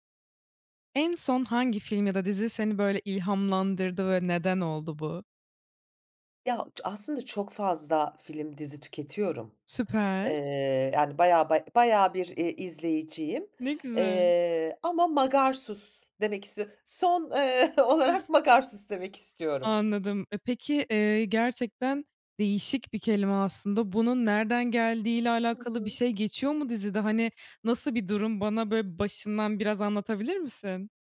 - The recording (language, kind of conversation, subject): Turkish, podcast, En son hangi film ya da dizi sana ilham verdi, neden?
- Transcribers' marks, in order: laughing while speaking: "olarak Magarsus"; chuckle